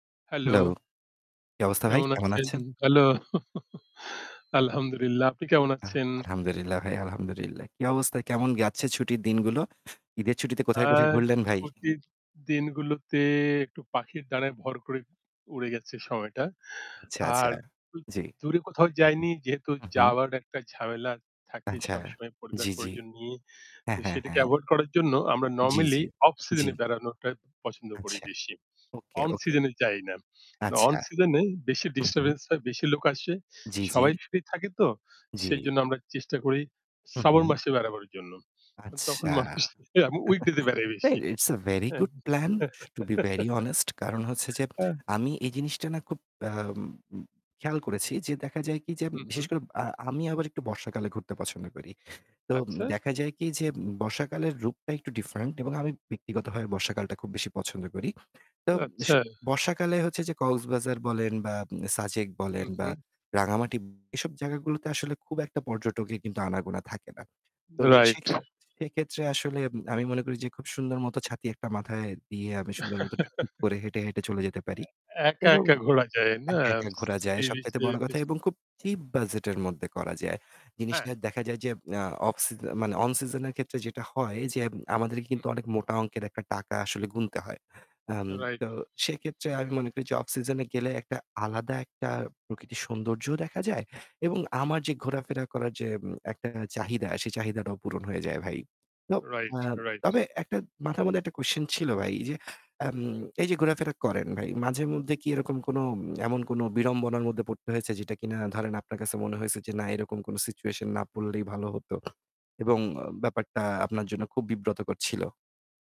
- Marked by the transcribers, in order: static; chuckle; mechanical hum; in Arabic: "আলহামদুলিল্লাহ"; in Arabic: "আলহামদুলিল্লাহ"; in Arabic: "আলহামদুলিল্লাহ"; scoff; in English: "ইটস আ ভেরি গুড প্লান টু বি ভেরি অনেস্ট"; laughing while speaking: "মানুষ উইকডে তে বেড়ায় বেশি। হ্যাঁ?"; laugh; blowing; giggle
- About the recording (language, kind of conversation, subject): Bengali, unstructured, পর্যটনের সময় কোন ধরনের অব্যবস্থা আপনাকে সবচেয়ে বেশি বিরক্ত করে?